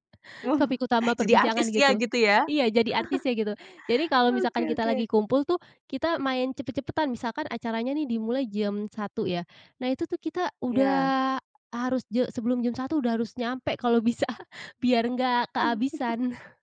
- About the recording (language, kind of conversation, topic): Indonesian, podcast, Apa makanan khas perayaan di kampung halamanmu yang kamu rindukan?
- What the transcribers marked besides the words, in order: chuckle; laughing while speaking: "bisa"; chuckle